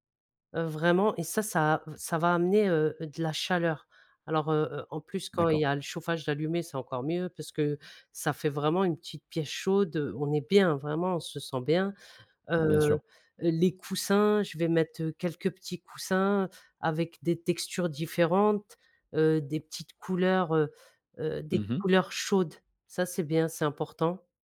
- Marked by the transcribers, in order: none
- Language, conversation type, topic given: French, podcast, Comment créer une ambiance cosy chez toi ?